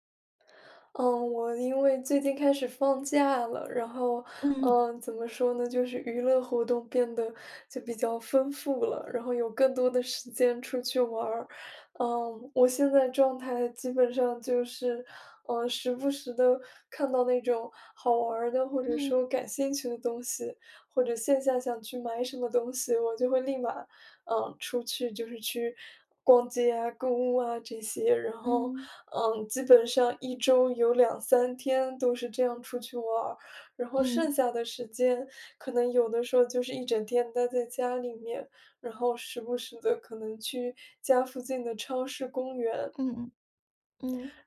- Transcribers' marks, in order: none
- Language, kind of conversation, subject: Chinese, advice, 怎样才能在娱乐和休息之间取得平衡？